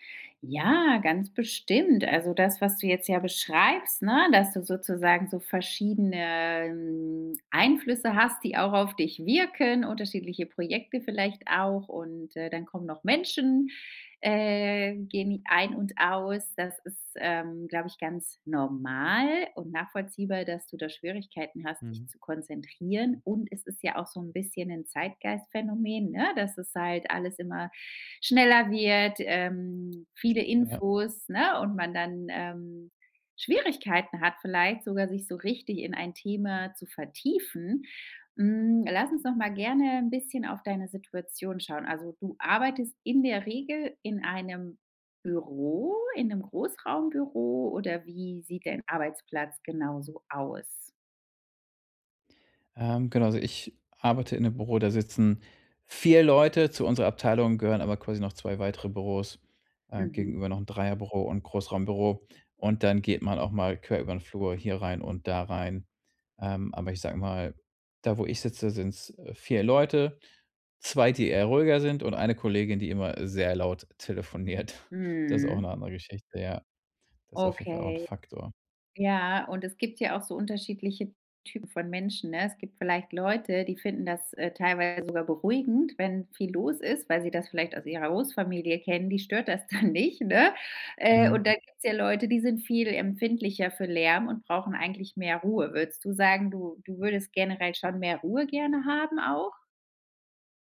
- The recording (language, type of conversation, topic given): German, advice, Wie setze ich klare Grenzen, damit ich regelmäßige, ungestörte Arbeitszeiten einhalten kann?
- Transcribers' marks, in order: other background noise; laughing while speaking: "telefoniert"; laughing while speaking: "dann"